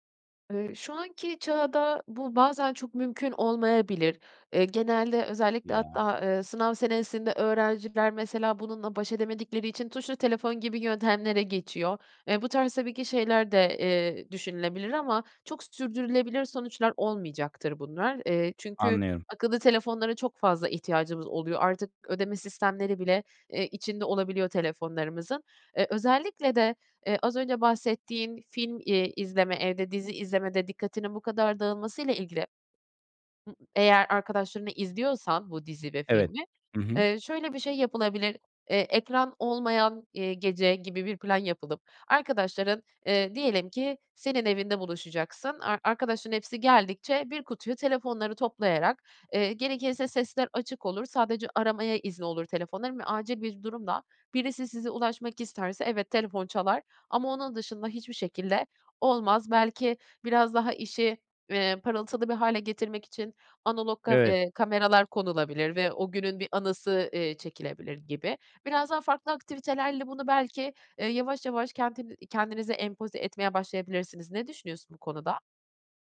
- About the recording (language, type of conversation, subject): Turkish, advice, Evde film izlerken veya müzik dinlerken teknolojinin dikkatimi dağıtmasını nasıl azaltıp daha rahat edebilirim?
- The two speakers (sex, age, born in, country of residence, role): female, 40-44, Turkey, Netherlands, advisor; male, 40-44, Turkey, Netherlands, user
- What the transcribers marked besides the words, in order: other noise